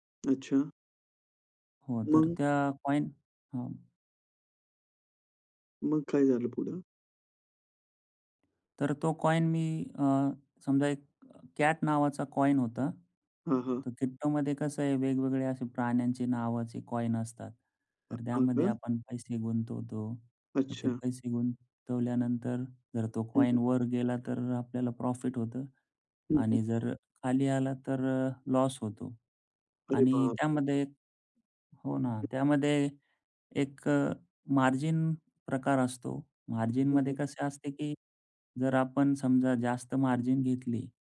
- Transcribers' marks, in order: in English: "कॉइन"; tapping; in English: "कॉइन"; in English: "कॉइन"; in English: "कॉइन"; in English: "कॉइन"; in English: "प्रॉफिट"; surprised: "अरे बापरे!"; other noise
- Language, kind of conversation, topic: Marathi, podcast, कामात अपयश आलं तर तुम्ही काय शिकता?